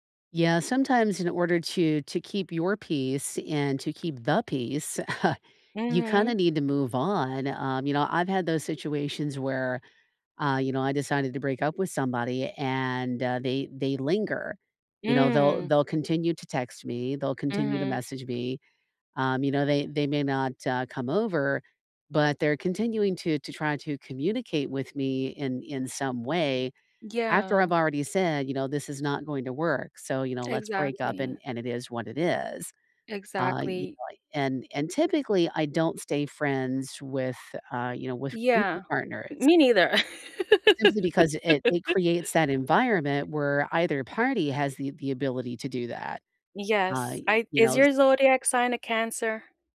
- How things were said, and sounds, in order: other background noise; stressed: "the"; chuckle; tapping; unintelligible speech; laugh
- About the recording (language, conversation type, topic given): English, unstructured, How do you know when to compromise with family or friends?
- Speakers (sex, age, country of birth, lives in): female, 30-34, United States, United States; female, 50-54, United States, United States